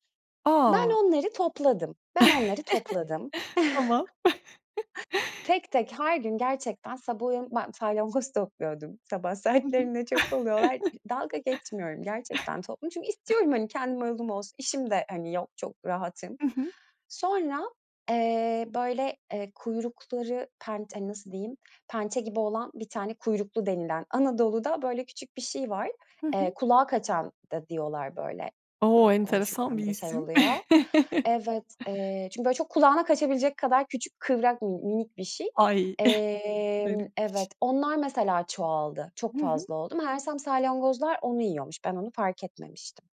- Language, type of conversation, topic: Turkish, podcast, Arıların ve böceklerin doğadaki rolünü nasıl anlatırsın?
- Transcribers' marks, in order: chuckle; tapping; chuckle; other background noise; laughing while speaking: "salyangoz"; chuckle; chuckle; chuckle